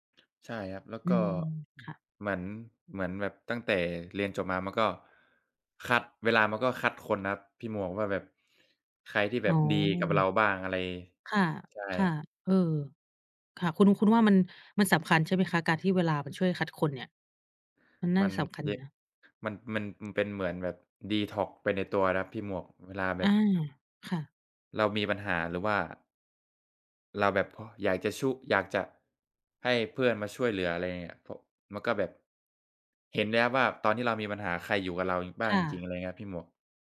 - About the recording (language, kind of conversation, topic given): Thai, unstructured, เพื่อนที่ดีมีผลต่อชีวิตคุณอย่างไรบ้าง?
- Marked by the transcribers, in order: none